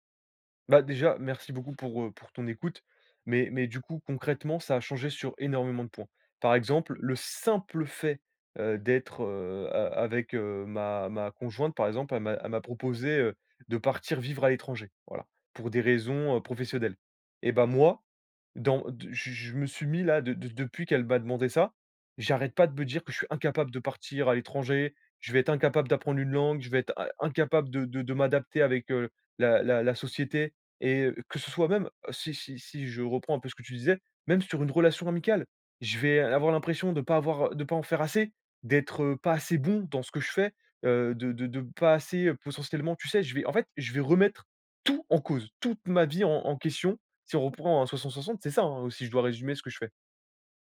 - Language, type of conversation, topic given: French, advice, Comment votre confiance en vous s’est-elle effondrée après une rupture ou un échec personnel ?
- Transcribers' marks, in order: stressed: "simple"; "me" said as "be"; stressed: "assez"; stressed: "bon"; stressed: "tout"; stressed: "toute"